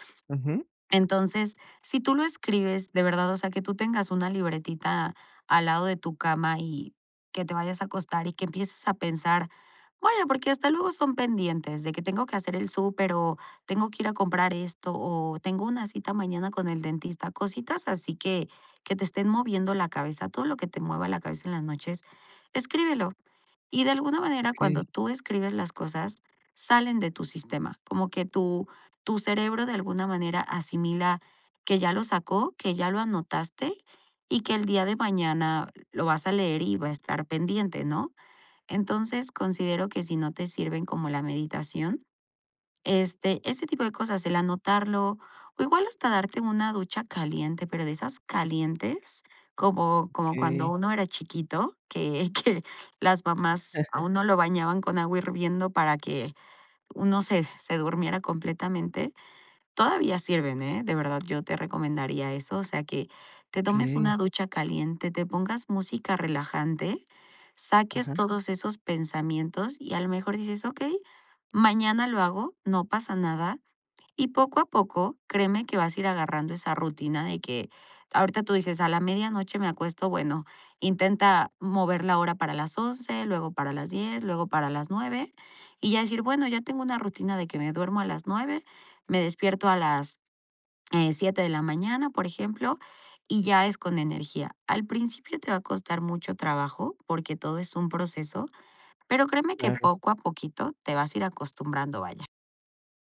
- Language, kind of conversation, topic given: Spanish, advice, ¿Cómo puedo despertar con más energía por las mañanas?
- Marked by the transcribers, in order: laughing while speaking: "que"; chuckle